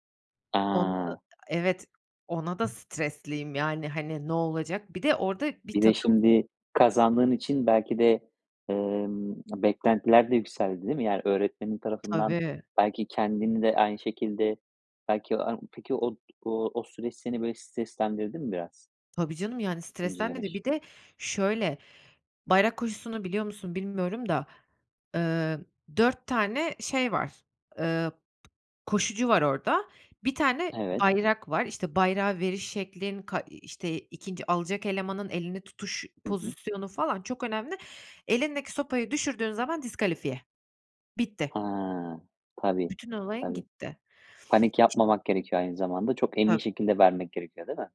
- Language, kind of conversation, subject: Turkish, podcast, Bir öğretmen seni en çok nasıl etkiler?
- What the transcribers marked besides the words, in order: other background noise; sniff